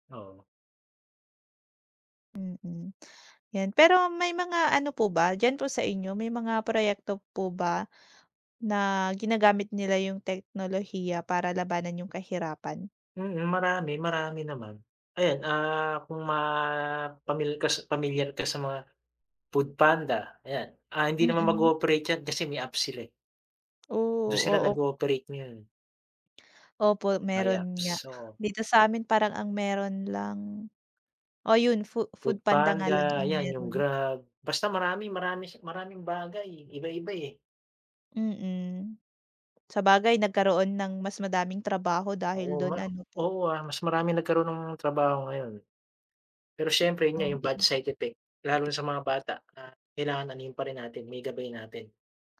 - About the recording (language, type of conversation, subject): Filipino, unstructured, Paano sa tingin mo makakatulong ang teknolohiya sa pagsugpo ng kahirapan?
- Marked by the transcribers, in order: other background noise